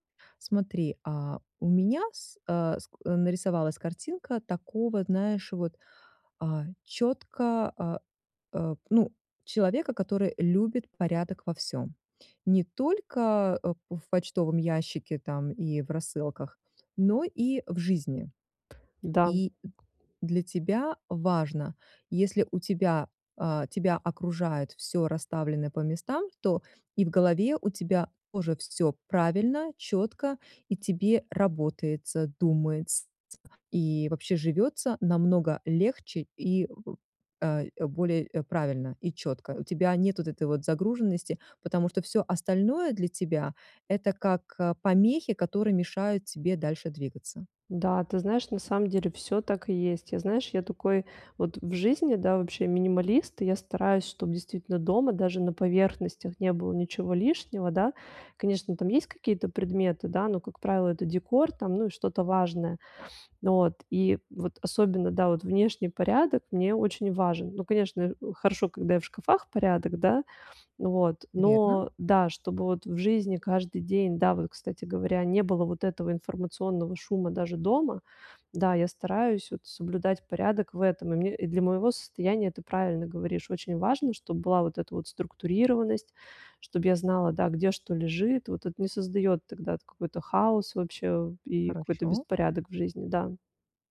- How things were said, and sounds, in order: other background noise; tapping
- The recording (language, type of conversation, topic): Russian, advice, Как мне сохранять спокойствие при информационной перегрузке?